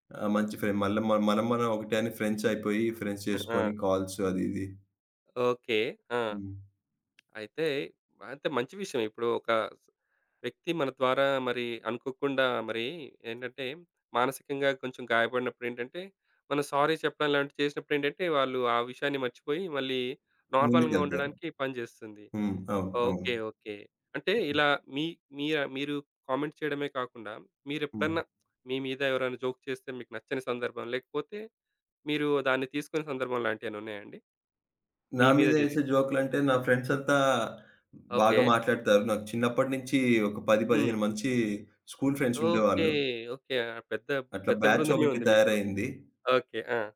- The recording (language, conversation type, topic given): Telugu, podcast, సరదాగా చెప్పిన హాస్యం ఎందుకు తప్పుగా అర్థమై ఎవరికైనా అవమానంగా అనిపించేస్తుంది?
- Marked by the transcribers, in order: in English: "ఫ్రెండ్స్"; in English: "ఫ్రెండ్స్"; chuckle; other background noise; in English: "కాల్స్"; tapping; in English: "సారీ"; in English: "నార్మల్‌గా"; in English: "కామెంట్"; in English: "జోక్"; in English: "ఫ్రెండ్స్"; in English: "స్కూల్ ఫ్రెండ్స్"; chuckle; in English: "బ్యాచ్"